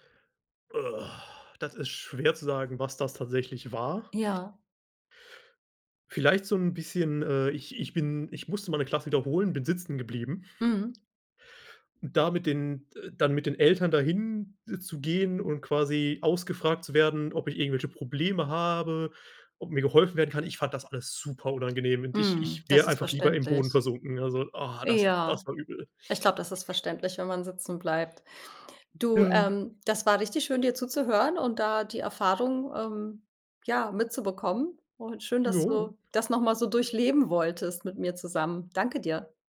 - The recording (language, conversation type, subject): German, podcast, Was würdest du deinem jüngeren Schul-Ich raten?
- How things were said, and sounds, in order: groan; other background noise